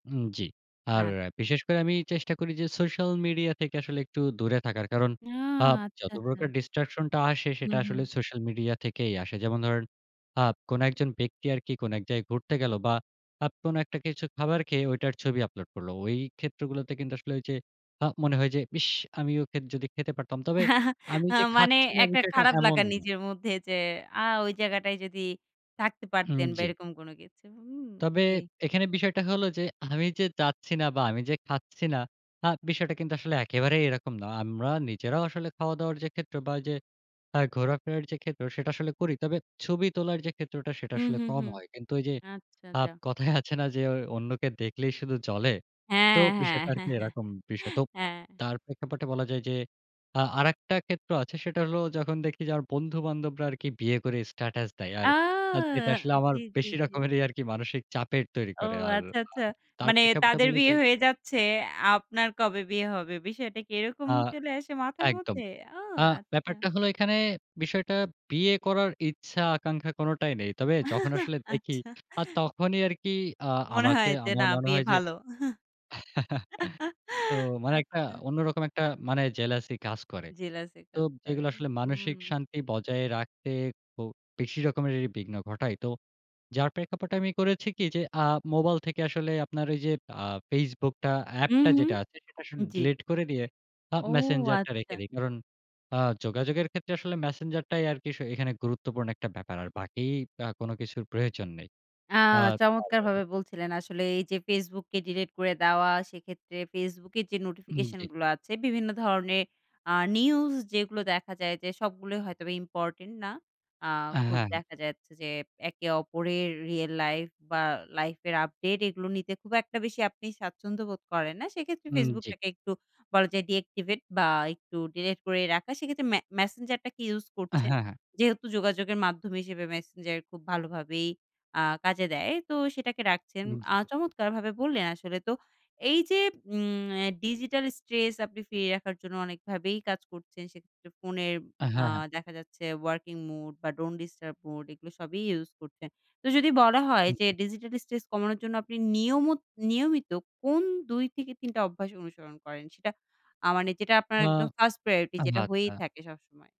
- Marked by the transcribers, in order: in English: "ডিসট্রাকশন"; chuckle; laughing while speaking: "কথায় আছে না?"; chuckle; drawn out: "আহ!"; laughing while speaking: "আচ্ছা, আচ্ছা"; chuckle; laughing while speaking: "আচ্ছা"; chuckle; in English: "জেলাসি"; laugh; laughing while speaking: "আচ্ছা"; in English: "জেলাসি"; other noise; in English: "ডিঅ্যাক্টিভেট"; in English: "ডিজিটাল স্ট্রেস"; in English: "ডিজিটাল স্ট্রেস"; in English: "প্রায়োরিটি"
- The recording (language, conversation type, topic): Bengali, podcast, তুমি কীভাবে ডিজিটাল জীবনে মানসিক শান্তি বজায় রাখো?